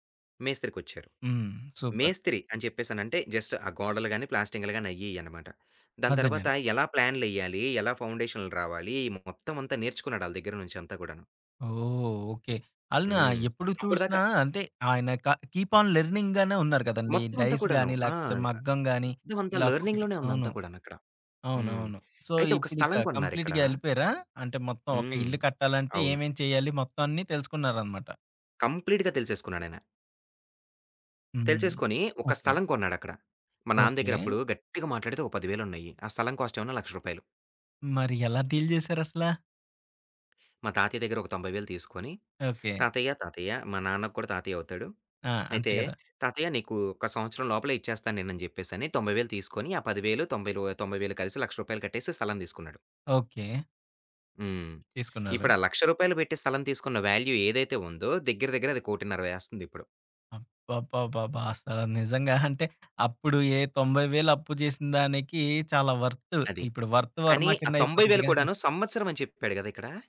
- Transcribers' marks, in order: tapping; in English: "సూపర్"; in English: "జస్ట్"; in English: "కీప్ ఆన్"; in English: "డైస్"; in English: "లెర్నింగ్‌లోనే"; in English: "సో"; in English: "కంప్లీట్‌గేళ్ళిపోయారా?"; other background noise; in English: "కంప్లీట్‌గా"; in English: "డీల్"; in English: "వాల్యూ"; in English: "వర్త్"; chuckle
- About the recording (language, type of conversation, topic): Telugu, podcast, మీ కుటుంబ వలస కథను ఎలా చెప్పుకుంటారు?